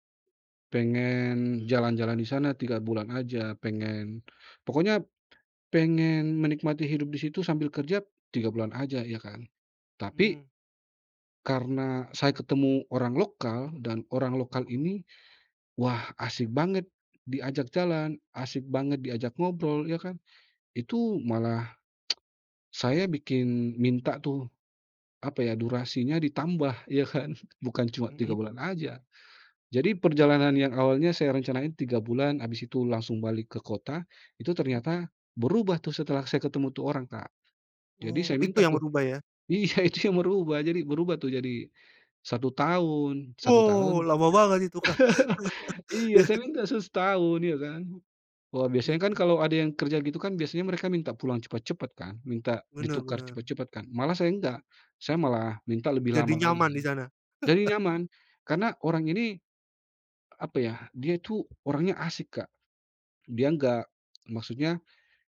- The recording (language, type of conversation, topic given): Indonesian, podcast, Pernahkah kamu bertemu warga setempat yang membuat perjalananmu berubah, dan bagaimana ceritanya?
- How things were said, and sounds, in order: other background noise; tsk; laughing while speaking: "kan"; laughing while speaking: "iya itu yang berubah"; chuckle; chuckle; laughing while speaking: "ya"; chuckle